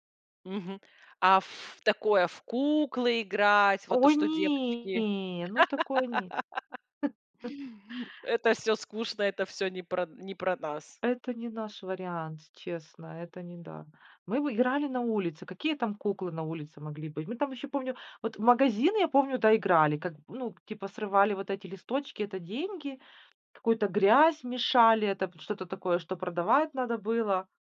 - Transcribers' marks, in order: laugh; chuckle
- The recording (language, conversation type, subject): Russian, podcast, Чем ты любил заниматься на улице в детстве?